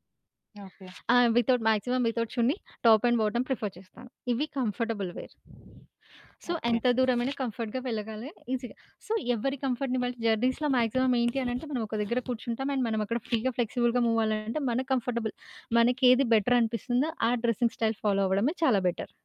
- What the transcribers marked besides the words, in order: other background noise; in English: "వితౌట్ మాక్సిమం వితౌట్ చున్ని, టాప్ అండ్ బాటమ్ ప్రిఫర్"; in English: "కంఫర్టబుల్ వేర్. సో"; wind; in English: "కంఫర్ట్‌గా"; in English: "ఈజీగా. సో"; in English: "కంఫర్ట్‌ని"; in English: "జర్నీస్‌లో మాక్సిమమ్"; in English: "అండ్"; in English: "ఫ్రీగా, ఫ్లెక్సిబుల్‌గా మూవ్"; in English: "కంఫర్టబుల్"; in English: "బెటర్"; in English: "డ్రెస్సింగ్ స్టైల్ ఫాలో"; in English: "బెటర్"
- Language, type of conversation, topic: Telugu, podcast, ప్రాంతీయ బట్టలు మీ స్టైల్‌లో ఎంత ప్రాముఖ్యం కలిగి ఉంటాయి?
- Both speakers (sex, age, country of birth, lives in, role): female, 20-24, India, India, host; female, 30-34, India, India, guest